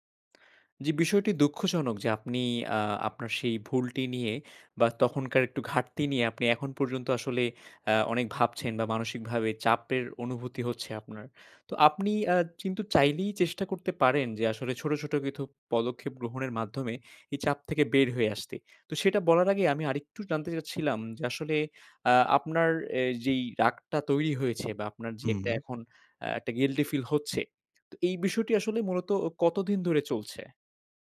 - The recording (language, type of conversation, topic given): Bengali, advice, আপনার অতীতে করা ভুলগুলো নিয়ে দীর্ঘদিন ধরে জমে থাকা রাগটি আপনি কেমন অনুভব করছেন?
- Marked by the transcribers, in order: in English: "গিল্টি"